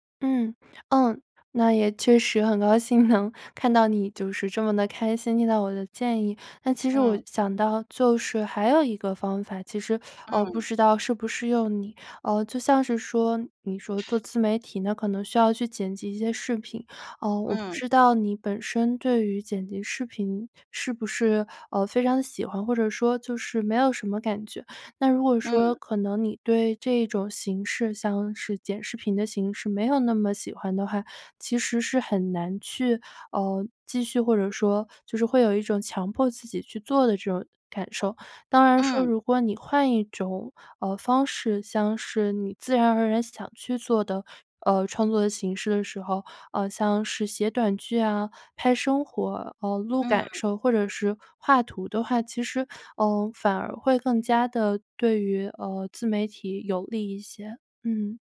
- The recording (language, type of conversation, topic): Chinese, advice, 生活忙碌时，我该如何养成每天创作的习惯？
- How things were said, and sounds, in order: laughing while speaking: "能"; other background noise